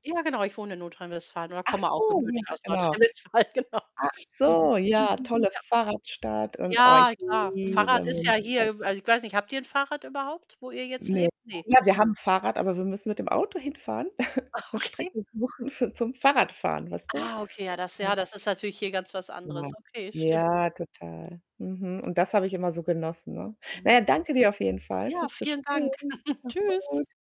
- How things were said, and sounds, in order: "Nordrhein-Westfalen" said as "Notrhein-Westfahlen"; static; distorted speech; laughing while speaking: "Nordrhein-Westfalen, genau"; other background noise; unintelligible speech; laughing while speaking: "Ah, okay"; snort; laughing while speaking: "für"; joyful: "Gespräch. Mach's gut"; chuckle
- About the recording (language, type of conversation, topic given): German, unstructured, Was macht für dich einen perfekten Sonntag aus?